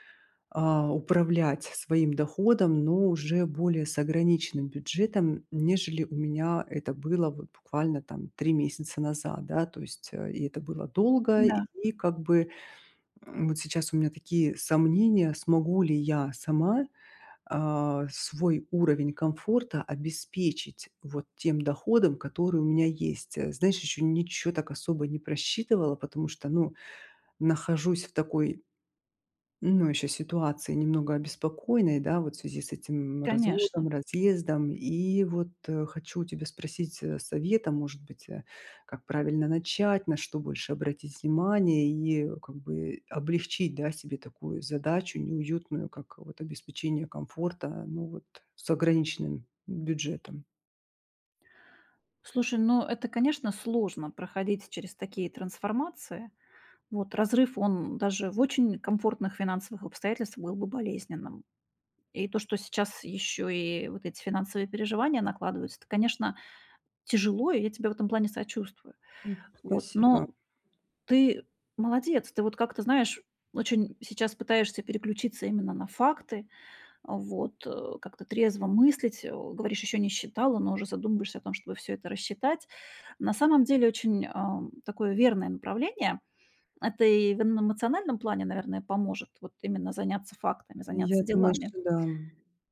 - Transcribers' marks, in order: tapping
- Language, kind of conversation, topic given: Russian, advice, Как лучше управлять ограниченным бюджетом стартапа?